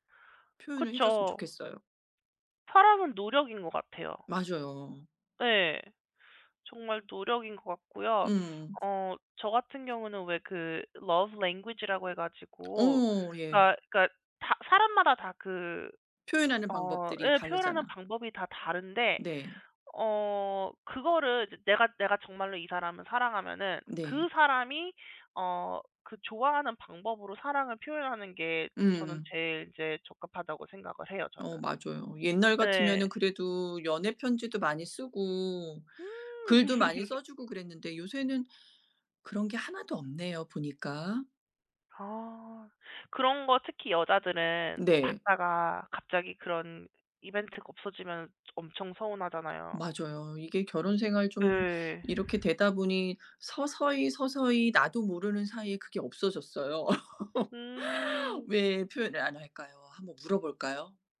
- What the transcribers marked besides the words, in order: put-on voice: "Love Language"; in English: "Love Language"; tapping; other background noise; giggle; sigh; chuckle
- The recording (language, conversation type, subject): Korean, unstructured, 사랑을 가장 잘 표현하는 방법은 무엇인가요?